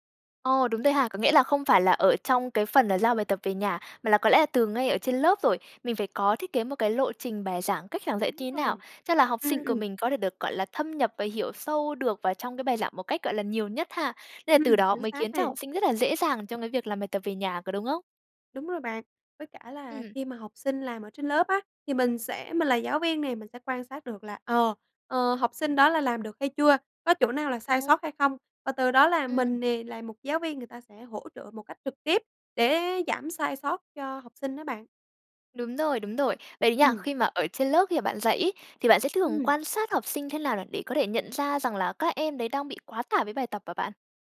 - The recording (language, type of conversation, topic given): Vietnamese, podcast, Làm sao giảm bài tập về nhà mà vẫn đảm bảo tiến bộ?
- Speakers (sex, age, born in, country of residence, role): female, 20-24, Vietnam, Vietnam, guest; female, 20-24, Vietnam, Vietnam, host
- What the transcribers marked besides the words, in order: none